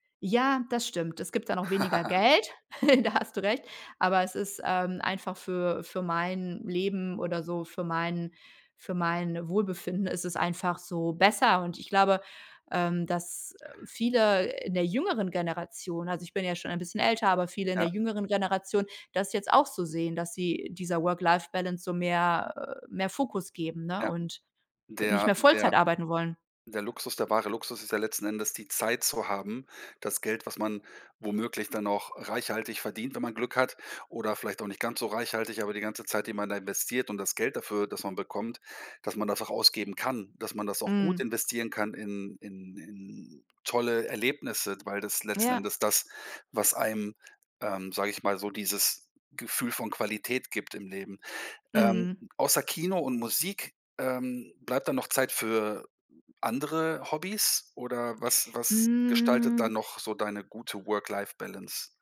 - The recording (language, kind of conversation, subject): German, podcast, Wie findest du in deinem Job eine gute Balance zwischen Arbeit und Privatleben?
- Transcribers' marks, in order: laugh; drawn out: "Hm"